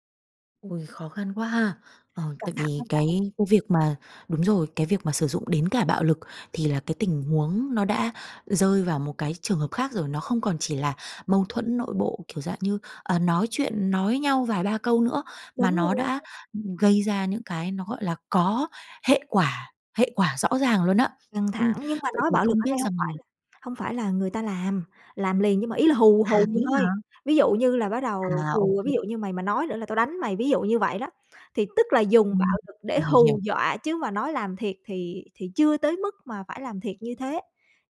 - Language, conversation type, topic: Vietnamese, advice, Xung đột gia đình khiến bạn căng thẳng kéo dài như thế nào?
- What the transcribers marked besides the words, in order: tapping; other background noise